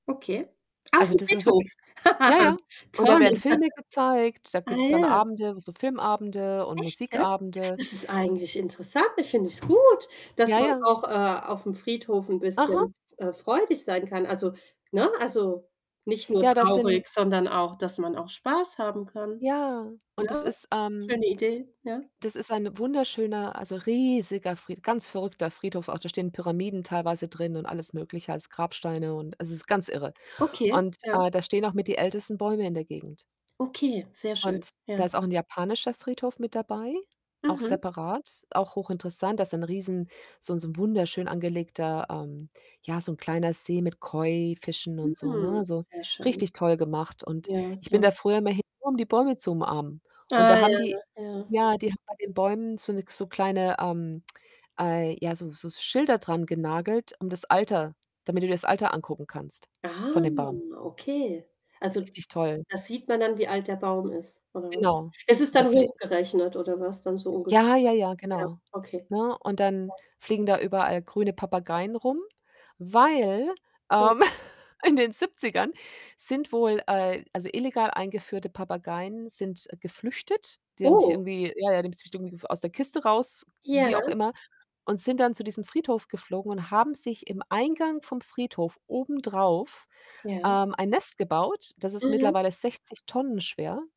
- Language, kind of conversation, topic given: German, unstructured, Wie fühlen Sie sich, wenn Sie Zeit in der Natur verbringen?
- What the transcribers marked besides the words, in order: distorted speech; chuckle; other background noise; unintelligible speech; static; drawn out: "Ah"; unintelligible speech; chuckle; unintelligible speech